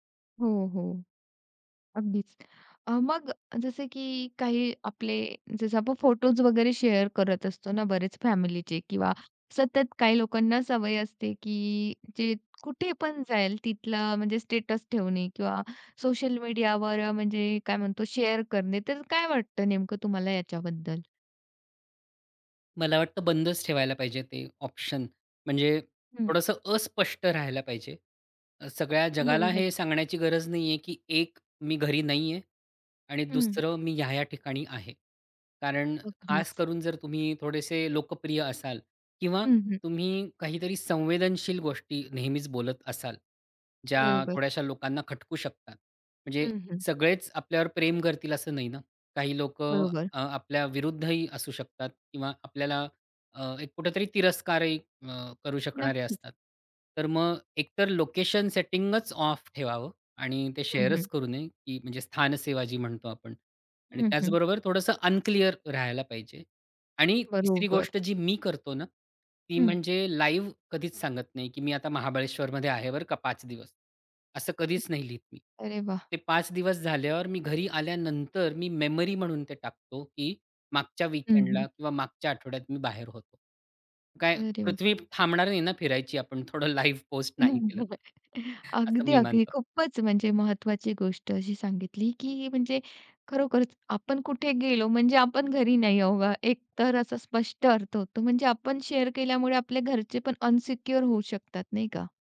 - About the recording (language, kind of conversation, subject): Marathi, podcast, प्रभावकाने आपली गोपनीयता कशी जपावी?
- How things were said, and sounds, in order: other background noise; in English: "ऑफ"; in English: "शेअरच"; in English: "अनक्लिअर"; in English: "वीकेंडला"; laughing while speaking: "लाईव्ह पोस्ट नाही केलं"; chuckle